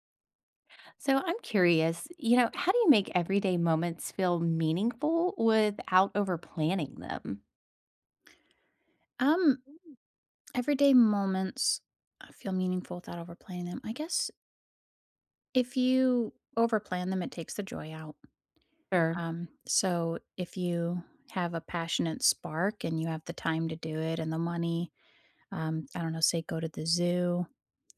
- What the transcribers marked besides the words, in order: background speech
- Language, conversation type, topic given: English, unstructured, How can I make moments meaningful without overplanning?